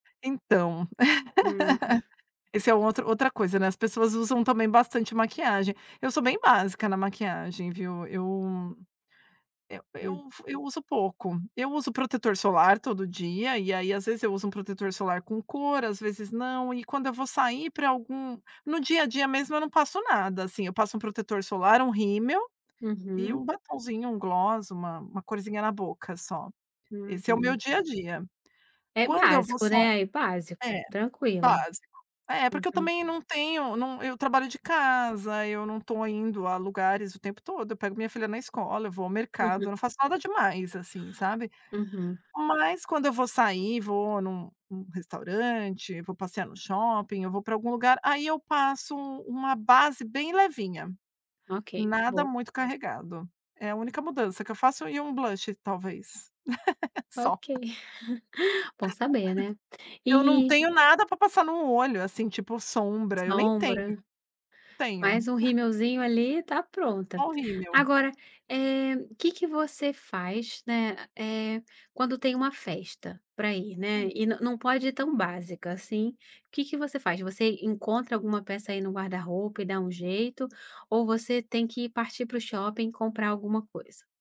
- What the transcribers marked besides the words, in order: laugh; other noise; chuckle; laugh; chuckle; tapping; chuckle
- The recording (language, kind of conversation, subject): Portuguese, podcast, Como o seu estilo muda de acordo com o seu humor ou com diferentes fases da vida?